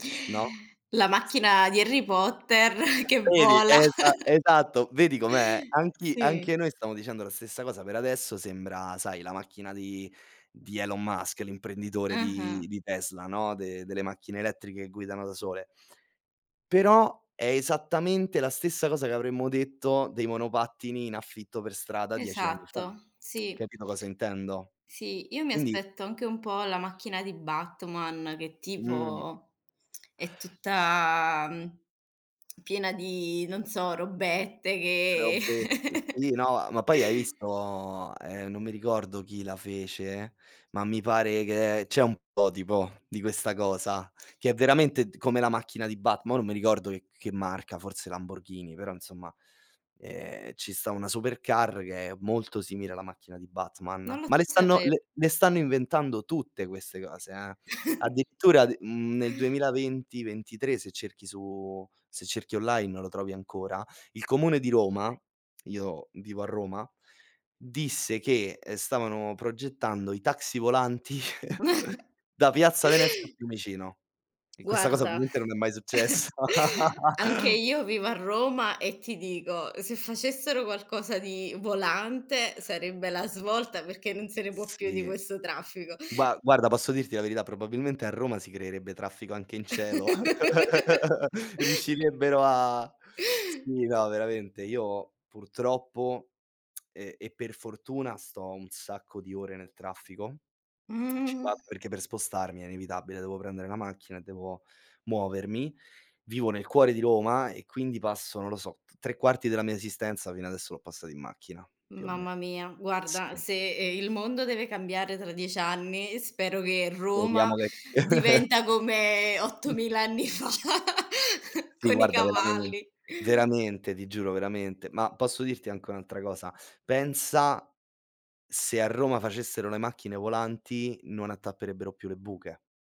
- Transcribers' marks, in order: unintelligible speech; chuckle; tapping; tsk; drawn out: "che"; chuckle; "prototipo" said as "potipo"; chuckle; tsk; laughing while speaking: "volanti"; chuckle; chuckle; laughing while speaking: "successa"; laugh; chuckle; tsk; tsk; other background noise; chuckle; laughing while speaking: "anni fa"
- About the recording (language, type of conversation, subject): Italian, unstructured, Come immagini la tua vita tra dieci anni?